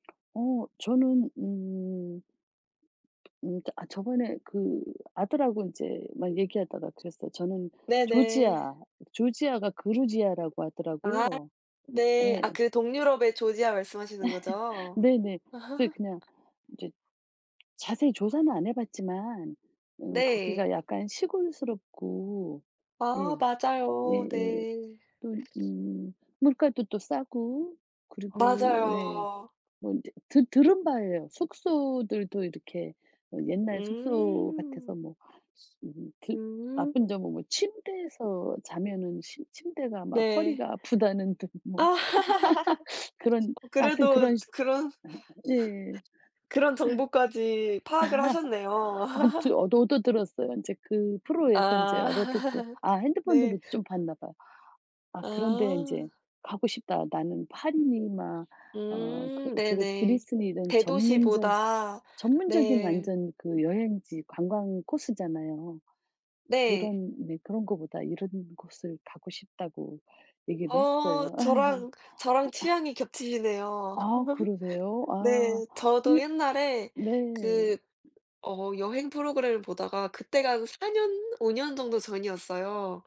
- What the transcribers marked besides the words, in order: tapping; other background noise; laugh; laugh; laughing while speaking: "아프다는 둥 뭐"; laugh; laugh; chuckle; "얻어" said as "얼어"; laugh; laugh; laugh; cough; laugh
- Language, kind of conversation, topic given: Korean, unstructured, 가장 가고 싶은 여행지는 어디이며, 그 이유는 무엇인가요?